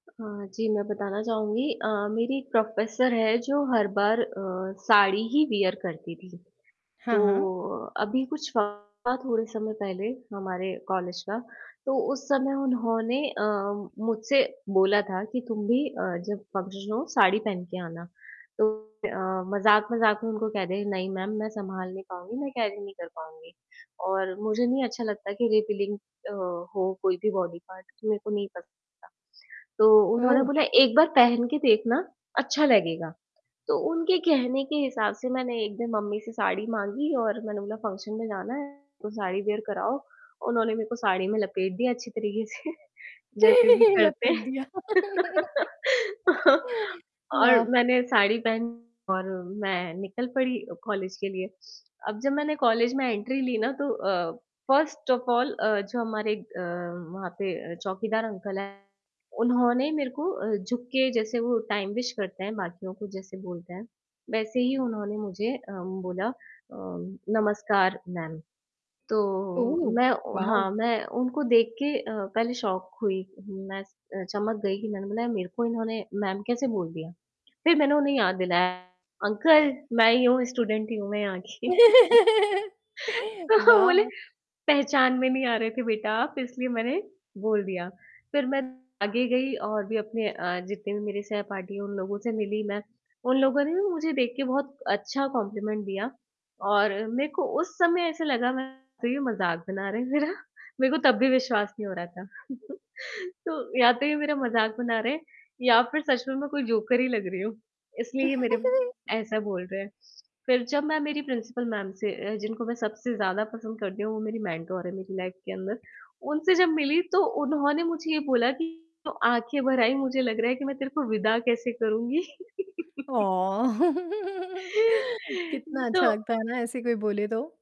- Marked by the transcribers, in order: static; in English: "प्रोफ़ेसर"; in English: "वियर"; distorted speech; in English: "फंक्शन"; in English: "कैरी"; in English: "रिवीलिंग"; in English: "बॉडी पार्ट"; in English: "फंक्शन"; in English: "वियर"; chuckle; laughing while speaking: "से"; laughing while speaking: "लपेट दिया"; laughing while speaking: "हैं"; laugh; in English: "एंट्री"; in English: "फर्स्ट ऑफ़ ऑल"; in English: "अंकल"; in English: "टाइम विश"; in English: "शॉक"; in English: "ओह, वाओ!"; in English: "स्टूडेंट"; laughing while speaking: "की तो वो बोले"; laugh; laugh; in English: "कॉम्पलिमेंट"; laughing while speaking: "मेरा"; chuckle; chuckle; in English: "प्रिंसिपल"; in English: "मेंटर"; in English: "लाइफ़"; laughing while speaking: "करूँगी?"; laugh; in English: "ऑ!"; laugh; laughing while speaking: "तो"
- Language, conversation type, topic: Hindi, podcast, किस घटना ने आपका स्टाइल सबसे ज़्यादा बदला?